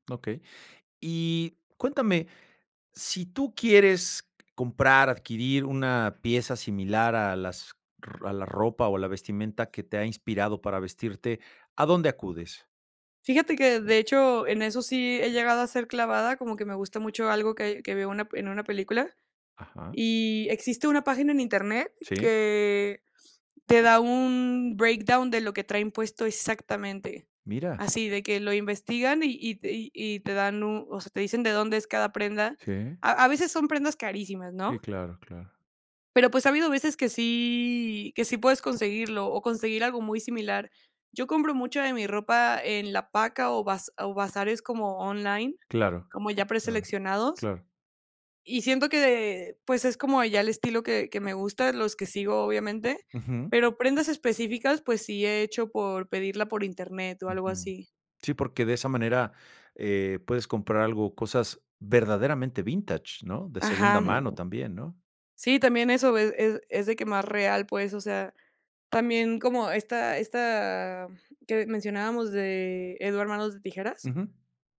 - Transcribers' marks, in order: in English: "breakdown"
- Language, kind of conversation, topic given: Spanish, podcast, ¿Qué película o serie te inspira a la hora de vestirte?